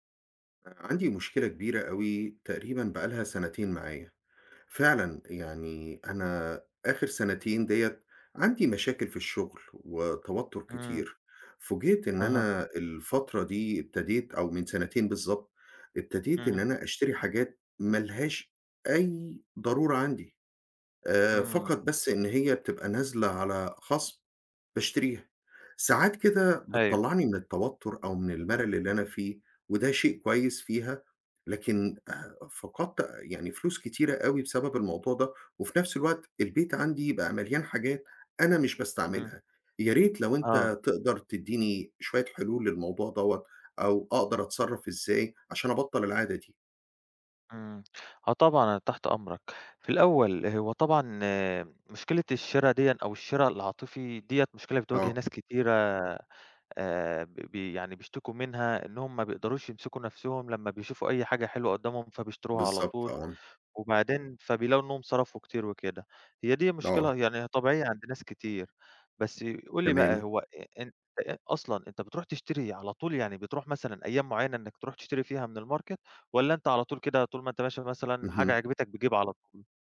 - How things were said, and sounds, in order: in English: "الmarket"
- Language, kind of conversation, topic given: Arabic, advice, إزاي أقدر أقاوم الشراء العاطفي لما أكون متوتر أو زهقان؟